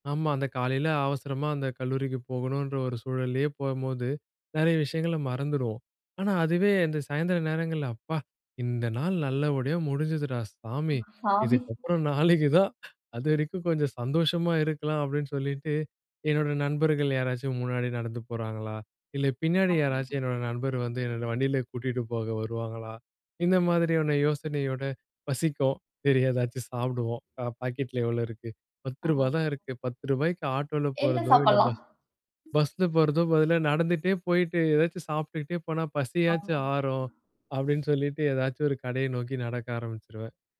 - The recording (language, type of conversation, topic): Tamil, podcast, பூங்காவில் நடக்கும்போது உங்கள் மனம் எப்படித் தானாகவே அமைதியாகிறது?
- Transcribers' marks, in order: tapping; laughing while speaking: "நாளைக்கு தான்"; unintelligible speech; other noise